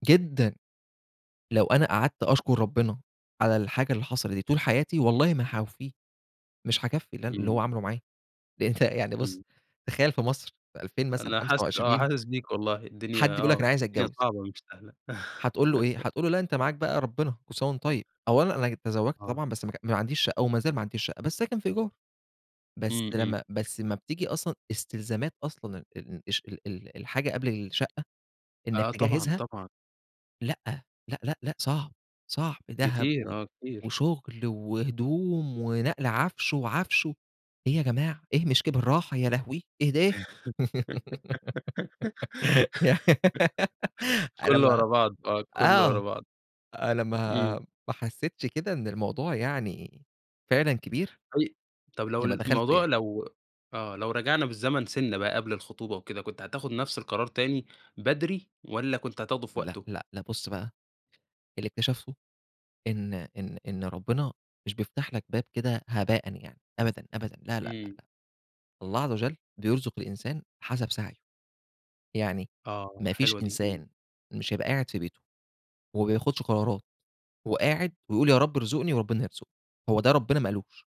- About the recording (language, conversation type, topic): Arabic, podcast, إيه قرار بسيط أخدته وطلع منه نتيجة كبيرة؟
- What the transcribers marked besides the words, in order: laughing while speaking: "ده أنتَ"; laugh; tapping; laugh; put-on voice: "إيه ده؟!"; laugh; laughing while speaking: "يعني"